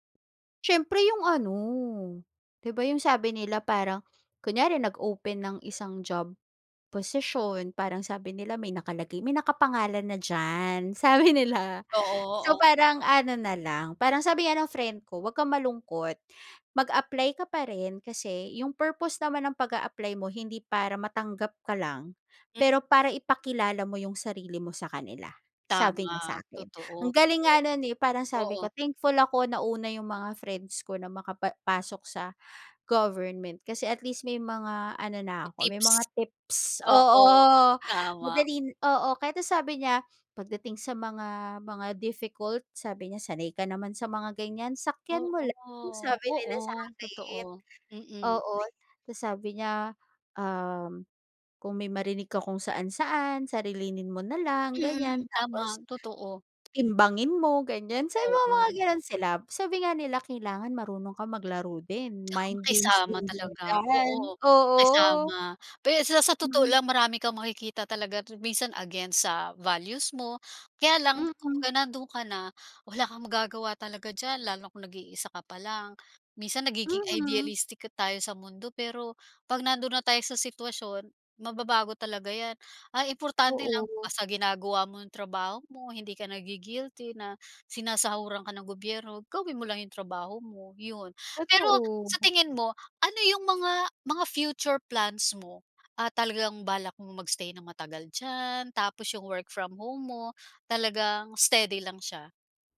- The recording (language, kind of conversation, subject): Filipino, podcast, May nangyari bang hindi mo inaasahan na nagbukas ng bagong oportunidad?
- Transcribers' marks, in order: unintelligible speech; in English: "purpose"; other background noise; in English: "difficult"; in English: "mind games"; in English: "against"; in English: "values"; in English: "idealistic"; in English: "future plans"; in English: "work from home"